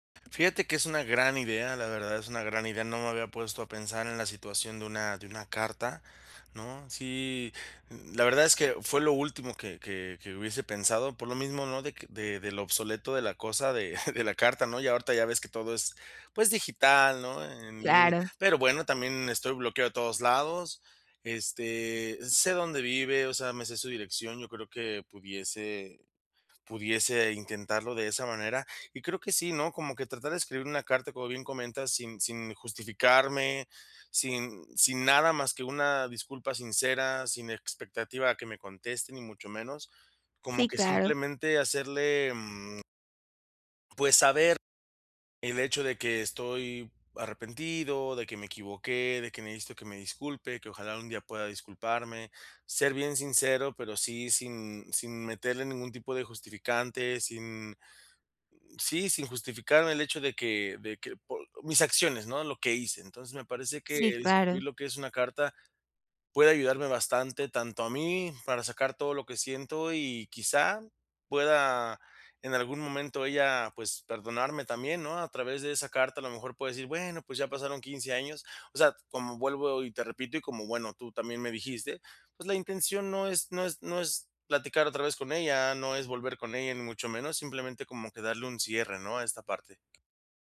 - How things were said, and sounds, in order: laughing while speaking: "de"; tapping; other background noise
- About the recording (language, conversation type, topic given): Spanish, advice, ¿Cómo puedo pedir disculpas de forma sincera y asumir la responsabilidad?